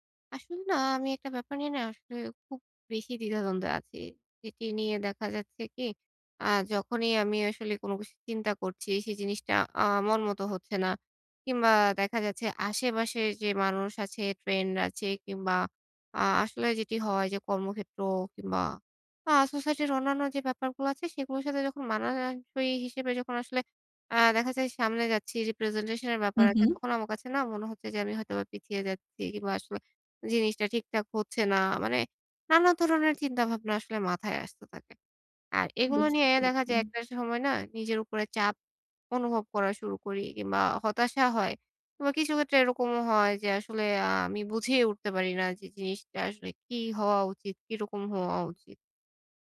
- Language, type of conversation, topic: Bengali, advice, বাজেট সীমায় মানসম্মত কেনাকাটা
- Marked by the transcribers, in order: "মানানসই" said as "মানানানশই"; in English: "representation"